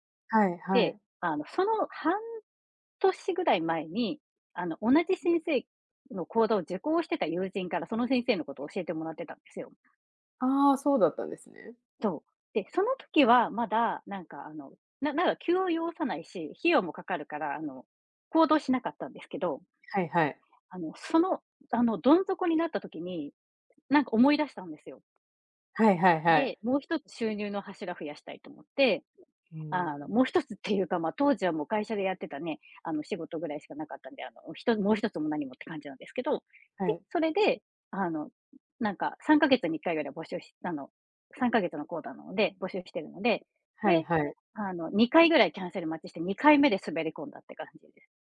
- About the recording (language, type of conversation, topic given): Japanese, unstructured, お金の使い方で大切にしていることは何ですか？
- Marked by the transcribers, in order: other noise